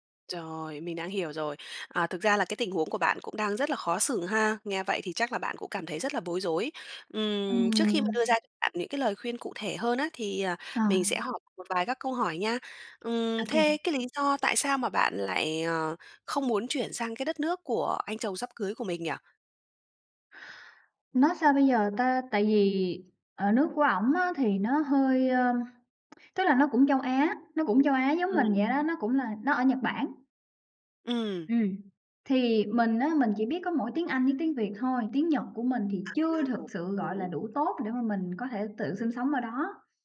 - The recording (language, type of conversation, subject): Vietnamese, advice, Bạn nên làm gì khi vợ/chồng không muốn cùng chuyển chỗ ở và bạn cảm thấy căng thẳng vì phải lựa chọn?
- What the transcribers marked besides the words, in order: tapping; other background noise; unintelligible speech